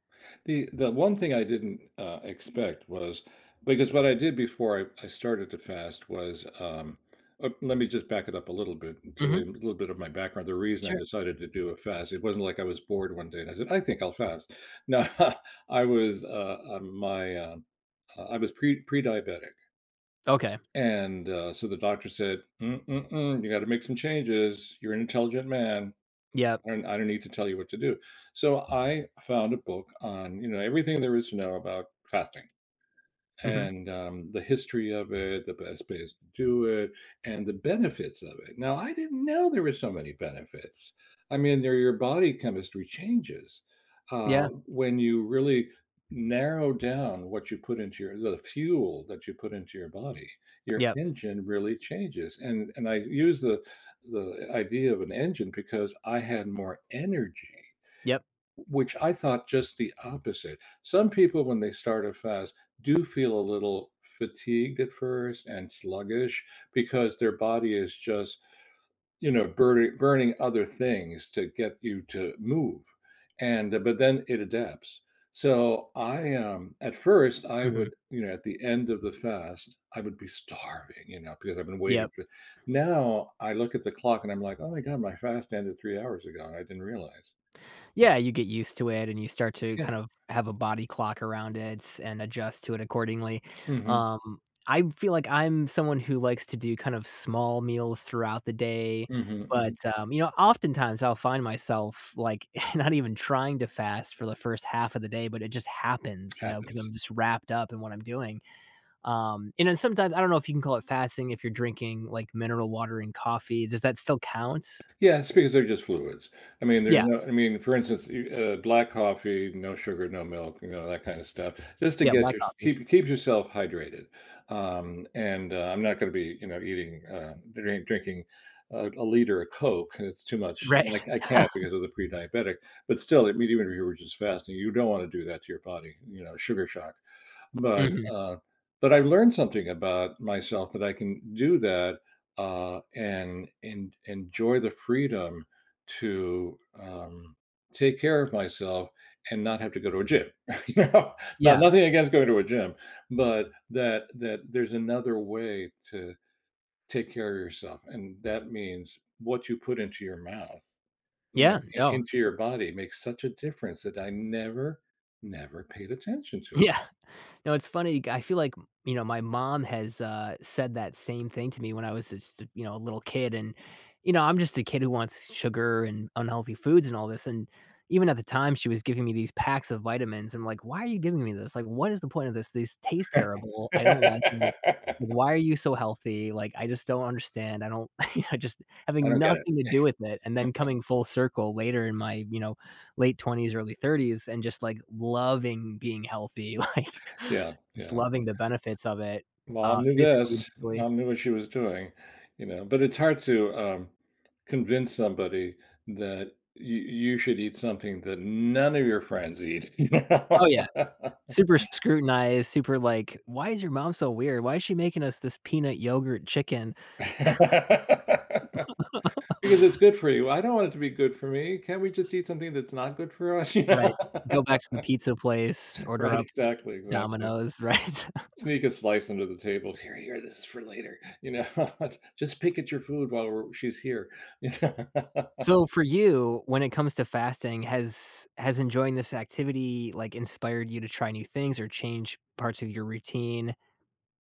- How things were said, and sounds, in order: other background noise; tapping; laughing while speaking: "No"; stressed: "starving"; other noise; scoff; lip smack; laughing while speaking: "Right"; chuckle; laughing while speaking: "you know?"; laughing while speaking: "Yeah"; laugh; laughing while speaking: "I just"; chuckle; stressed: "loving"; laughing while speaking: "like"; stressed: "none"; laugh; laugh; laugh; laughing while speaking: "you know? Right"; laughing while speaking: "right?"; put-on voice: "Here, here, this is for later"; laughing while speaking: "You know?"; laugh
- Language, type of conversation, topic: English, unstructured, What did you never expect to enjoy doing every day?
- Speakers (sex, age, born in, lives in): male, 35-39, United States, United States; male, 70-74, Venezuela, United States